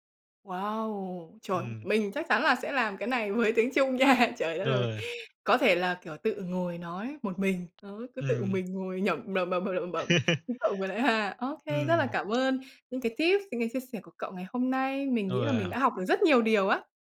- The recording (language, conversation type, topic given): Vietnamese, unstructured, Bạn cảm thấy thế nào khi vừa hoàn thành một khóa học mới?
- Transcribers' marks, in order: tapping; laughing while speaking: "với"; laughing while speaking: "nha"; chuckle